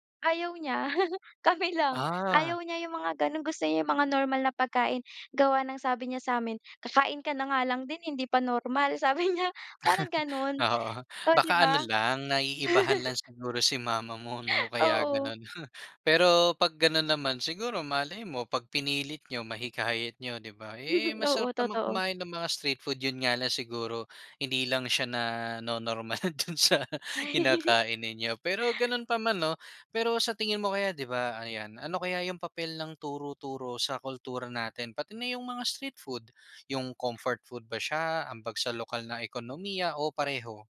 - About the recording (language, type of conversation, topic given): Filipino, podcast, Ano ang karanasan mo sa pagtikim ng pagkain sa turo-turo o sa kanto?
- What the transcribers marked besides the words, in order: chuckle; tapping; chuckle; giggle; scoff; chuckle; chuckle; laughing while speaking: "do'n sa"; giggle